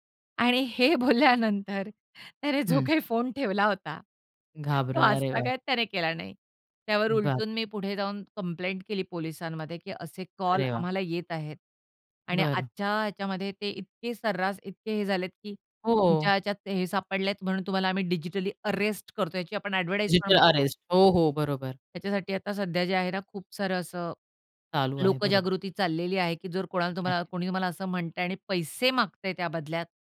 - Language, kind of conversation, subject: Marathi, podcast, आई-बाबांनी तुम्हाला अशी कोणती शिकवण दिली आहे जी आजही उपयोगी पडते?
- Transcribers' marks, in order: laughing while speaking: "हे बोलल्यानंतर त्याने जो काही … त्याने केला नाही"; unintelligible speech; tapping; in English: "डिजिटली अरेस्ट"; in English: "एडव्हर्टाइज"; in English: "अरेस्ट"